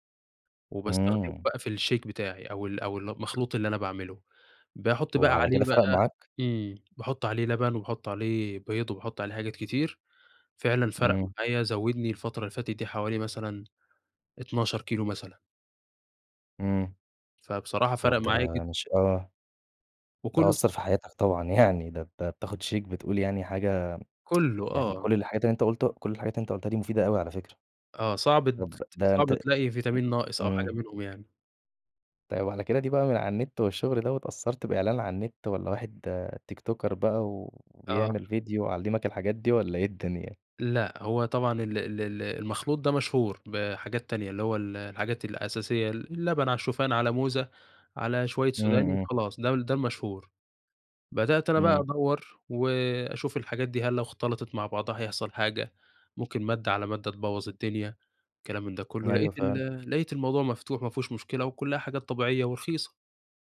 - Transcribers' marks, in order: in English: "الShake"; tapping; in English: "شايك"; tsk; unintelligible speech
- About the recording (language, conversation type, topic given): Arabic, podcast, إزاي تحافظ على أكل صحي بميزانية بسيطة؟